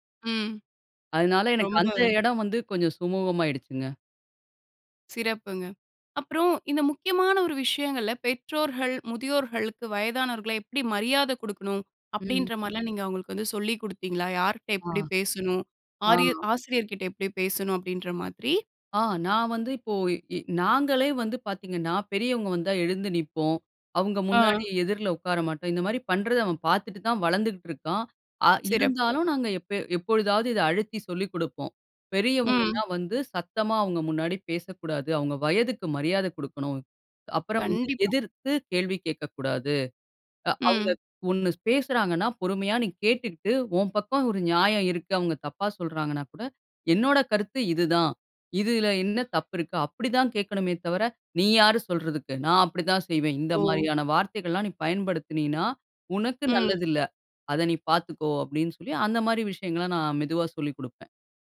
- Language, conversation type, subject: Tamil, podcast, பிள்ளைகளுக்கு முதலில் எந்த மதிப்புகளை கற்றுக்கொடுக்க வேண்டும்?
- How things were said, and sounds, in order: other noise